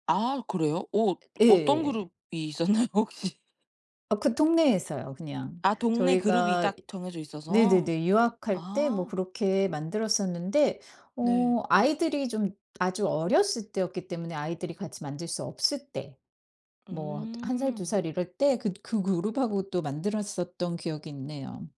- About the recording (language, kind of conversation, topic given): Korean, podcast, 명절 음식 중에서 가장 좋아하는 음식은 무엇인가요?
- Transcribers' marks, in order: tapping; laughing while speaking: "있었나요? 혹시?"; other background noise